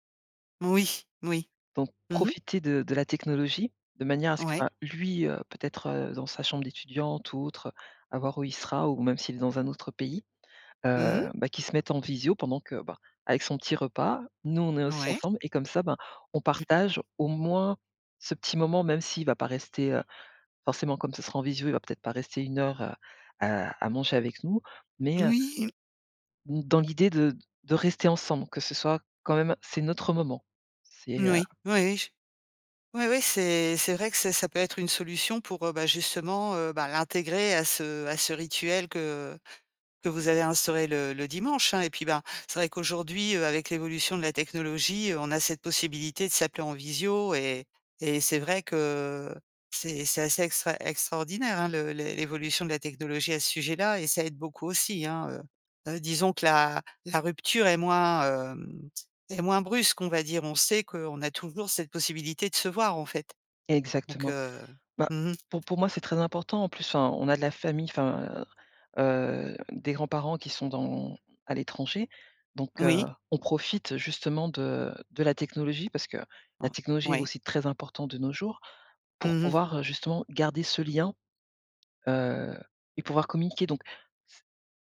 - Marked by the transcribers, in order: throat clearing; stressed: "l'intégrer"; tapping; other background noise; stressed: "très"; stressed: "garder"
- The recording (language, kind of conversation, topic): French, podcast, Pourquoi le fait de partager un repas renforce-t-il souvent les liens ?